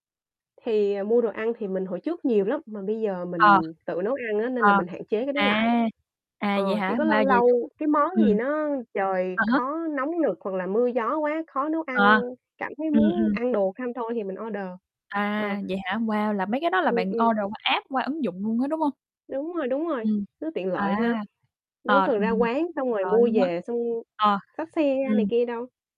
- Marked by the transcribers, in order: other background noise; tapping; distorted speech; in English: "app"
- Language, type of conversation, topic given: Vietnamese, unstructured, Bạn nghĩ sao về việc sử dụng điện thoại quá nhiều trong một ngày?